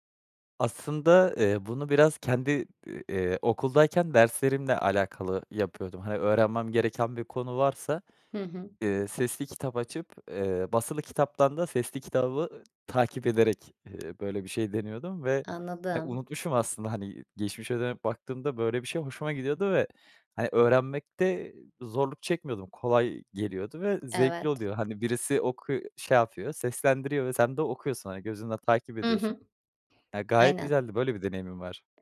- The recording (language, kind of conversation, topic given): Turkish, advice, Her gün düzenli kitap okuma alışkanlığı nasıl geliştirebilirim?
- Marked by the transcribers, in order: other background noise